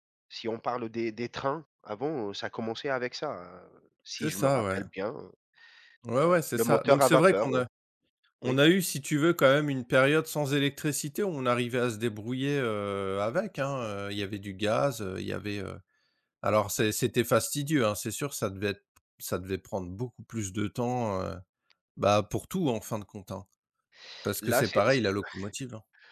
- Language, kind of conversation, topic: French, unstructured, Quelle invention historique te semble la plus importante dans notre vie aujourd’hui ?
- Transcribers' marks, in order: tapping